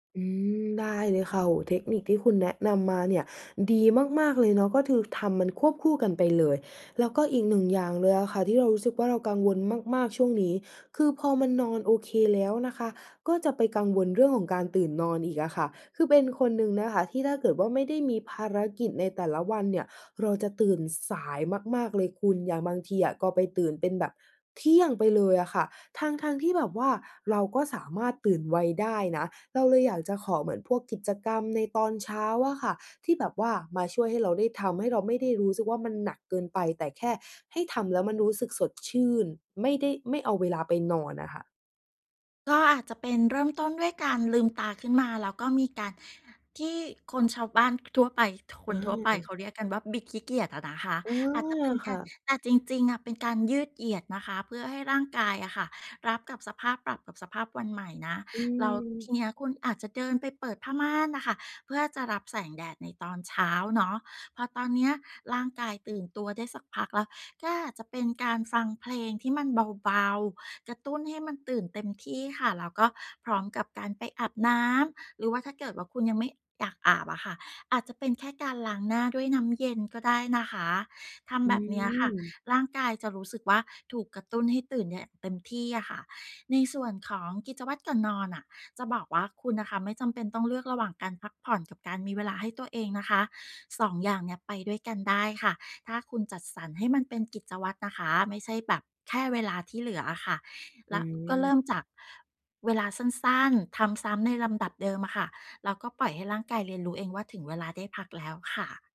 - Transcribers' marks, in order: none
- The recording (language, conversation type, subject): Thai, advice, จะสร้างกิจวัตรก่อนนอนให้สม่ำเสมอทุกคืนเพื่อหลับดีขึ้นและตื่นตรงเวลาได้อย่างไร?